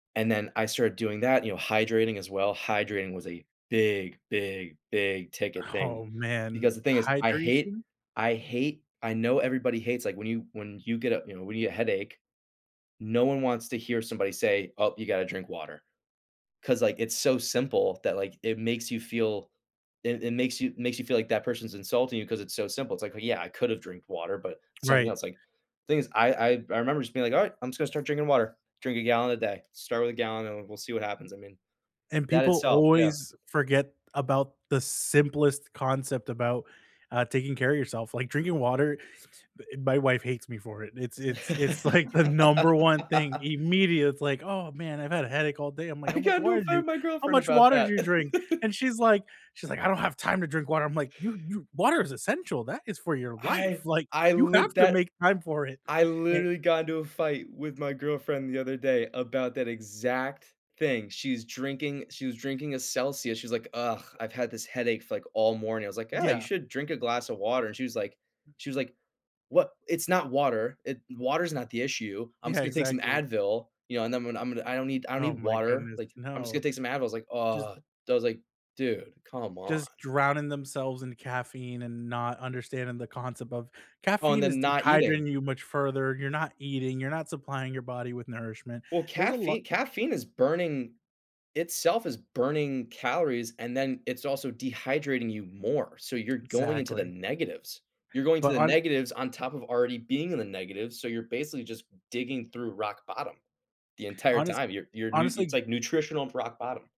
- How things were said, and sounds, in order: other background noise; laugh; put-on voice: "I got into a fight with my girlfriend about that"; chuckle; angry: "I don't have time to drink water"; laughing while speaking: "Yeah"; laughing while speaking: "No"
- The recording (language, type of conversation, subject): English, unstructured, What is a small habit that made a big difference in your life?
- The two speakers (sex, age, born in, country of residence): male, 18-19, United States, United States; male, 30-34, United States, United States